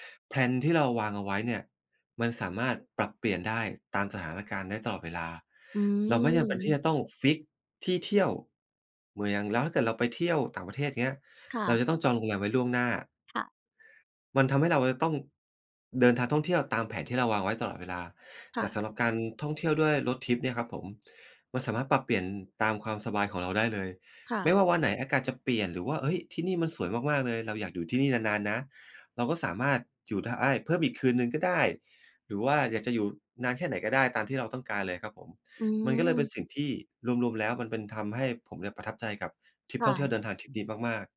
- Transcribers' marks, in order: unintelligible speech; "ได้" said as "ดะอ้าย"
- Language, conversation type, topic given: Thai, podcast, เล่าเรื่องทริปที่ประทับใจที่สุดให้ฟังหน่อยได้ไหม?